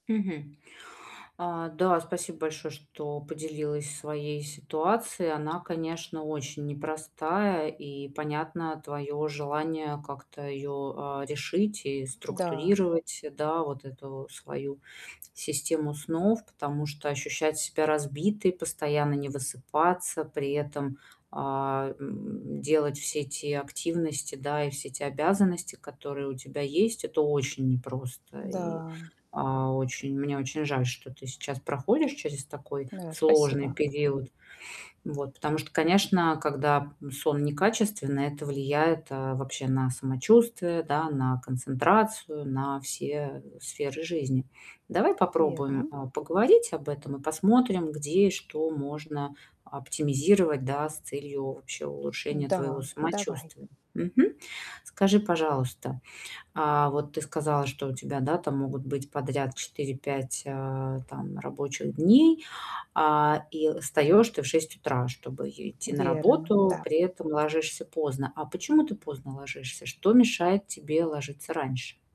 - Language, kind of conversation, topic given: Russian, advice, Как наладить стабильный режим сна, если я часто поздно засыпаю и просыпаюсь уставшим?
- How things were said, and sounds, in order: tapping; sniff; distorted speech